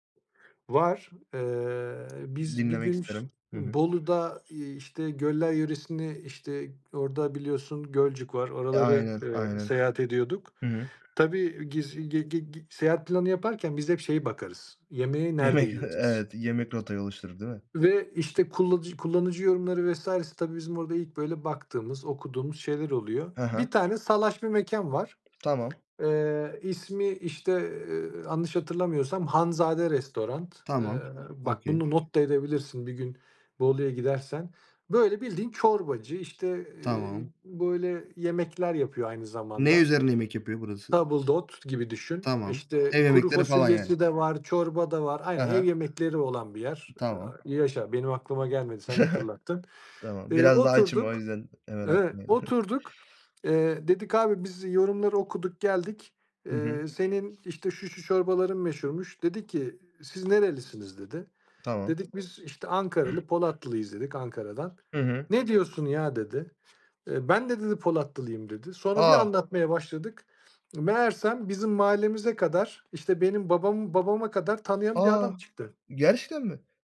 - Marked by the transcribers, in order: other background noise; tapping; laughing while speaking: "Yemek"; "restoran" said as "restorant"; in English: "Okay"; other noise; chuckle; unintelligible speech
- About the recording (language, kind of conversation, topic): Turkish, podcast, Yerel yemeklerle ilgili unutamadığın bir anın var mı?
- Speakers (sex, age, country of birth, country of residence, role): male, 20-24, Turkey, Germany, host; male, 35-39, Turkey, Austria, guest